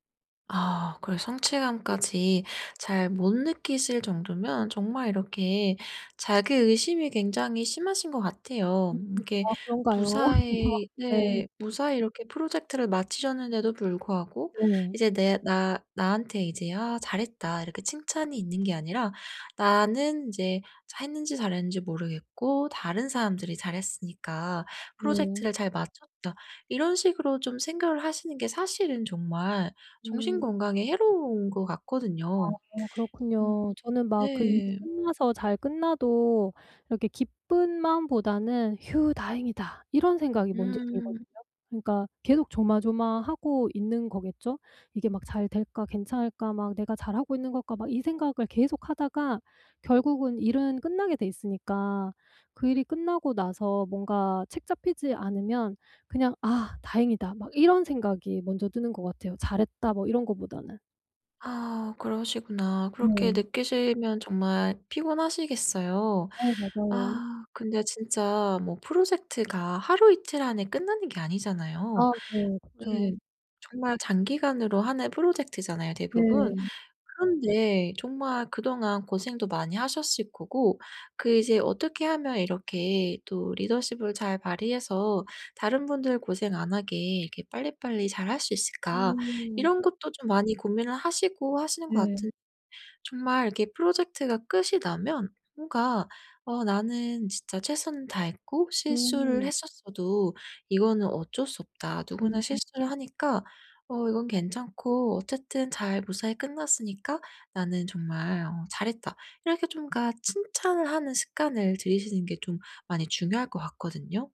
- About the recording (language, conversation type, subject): Korean, advice, 자신감 부족과 자기 의심을 어떻게 관리하면 좋을까요?
- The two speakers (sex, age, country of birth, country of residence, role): female, 30-34, South Korea, United States, advisor; female, 45-49, South Korea, United States, user
- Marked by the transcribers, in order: other background noise; tapping; laugh